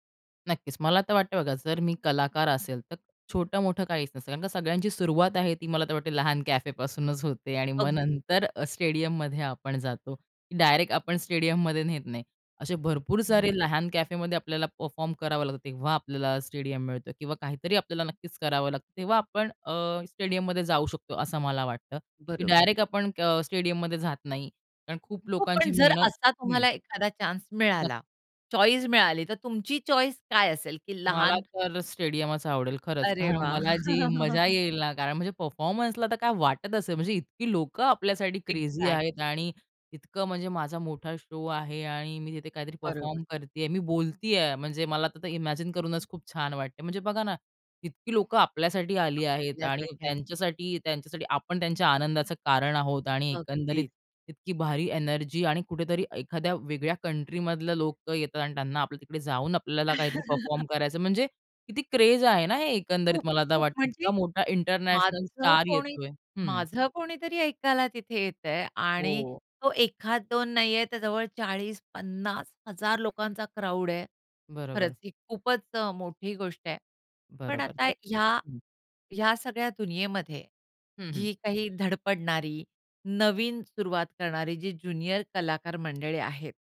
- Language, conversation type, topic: Marathi, podcast, लहान कॅफेमधील कार्यक्रम आणि स्टेडियममधील कार्यक्रम यांत तुम्हाला कोणते फरक जाणवतात?
- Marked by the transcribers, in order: in English: "परफॉर्म"; unintelligible speech; in English: "चॉईस"; in English: "चॉईस"; chuckle; other background noise; in English: "परफॉर्मन्सला"; in English: "क्रेझी"; in English: "एक्झॅक्टली"; in English: "शो"; in English: "परफॉर्म"; in English: "इमॅजिन"; unintelligible speech; laugh; in English: "परफॉर्म"; in English: "क्रेझ"